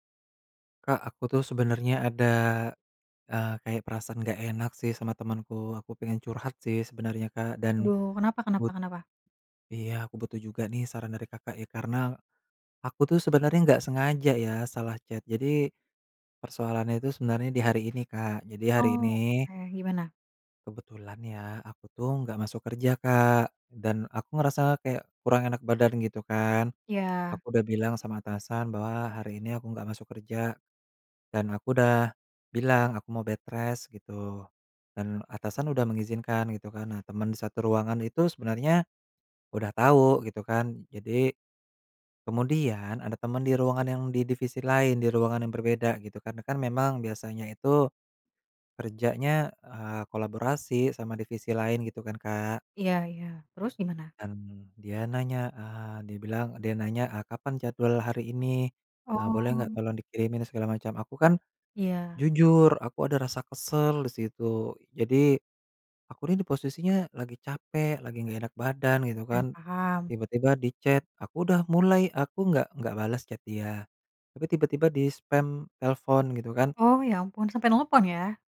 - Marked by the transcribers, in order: in English: "chat"; in English: "bedrest"; in English: "chat"; in English: "chat"
- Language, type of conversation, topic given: Indonesian, advice, Bagaimana cara mengklarifikasi kesalahpahaman melalui pesan teks?